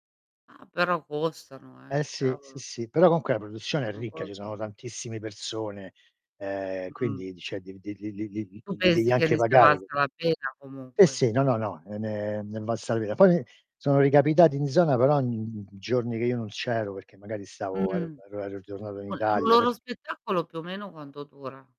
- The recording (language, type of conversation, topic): Italian, unstructured, Cosa pensi dei circhi con animali?
- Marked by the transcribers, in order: distorted speech; unintelligible speech; "cioè" said as "ceh"; static; other background noise; tapping